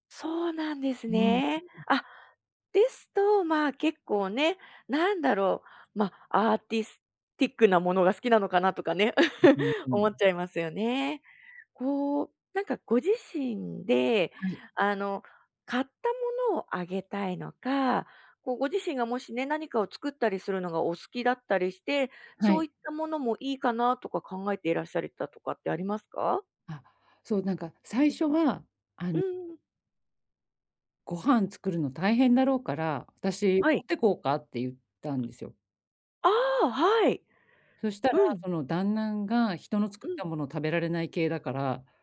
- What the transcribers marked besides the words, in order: chuckle; unintelligible speech; tapping
- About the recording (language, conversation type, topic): Japanese, advice, 予算内で喜ばれるギフトは、どう選べばよいですか？